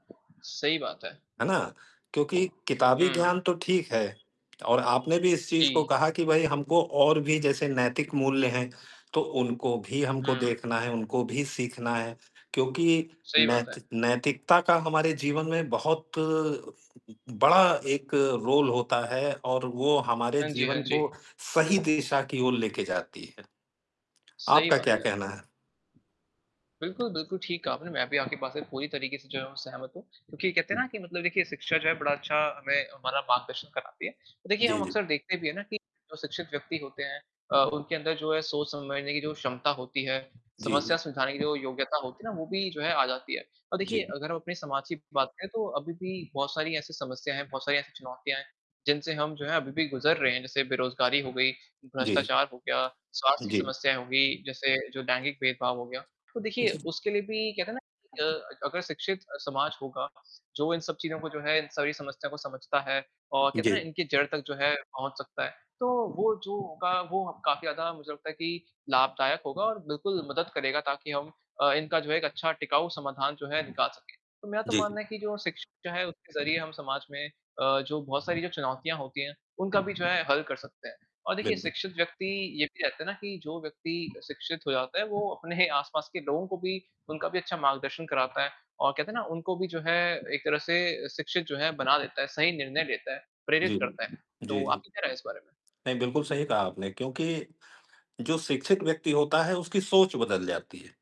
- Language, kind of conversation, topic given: Hindi, unstructured, आपके विचार में शिक्षा समाज को कैसे बदल सकती है?
- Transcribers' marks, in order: static; other background noise; other street noise; horn; in English: "रोल"; distorted speech; unintelligible speech; laughing while speaking: "अपने"